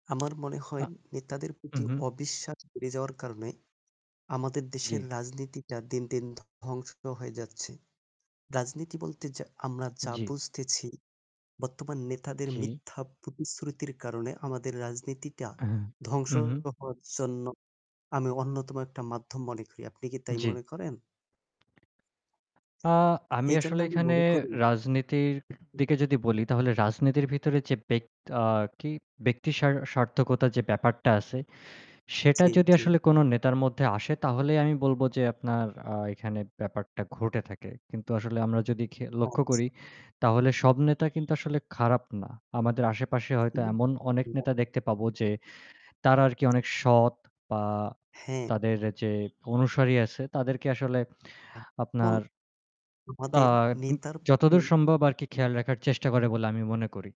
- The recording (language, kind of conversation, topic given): Bengali, unstructured, রাজনৈতিক নেতাদের প্রতি মানুষের অবিশ্বাসের কারণ কী হতে পারে?
- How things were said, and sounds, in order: static; tapping; distorted speech; unintelligible speech; other background noise; unintelligible speech; unintelligible speech